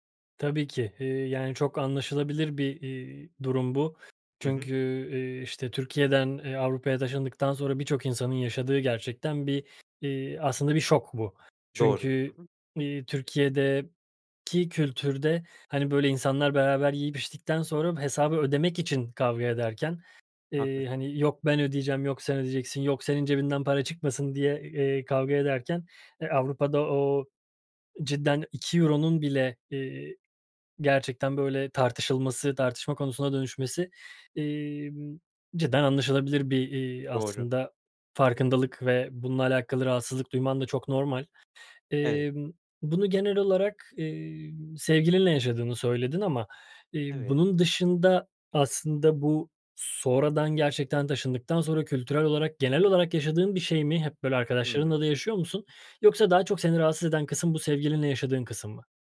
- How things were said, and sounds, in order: none
- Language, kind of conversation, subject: Turkish, advice, Para ve finansal anlaşmazlıklar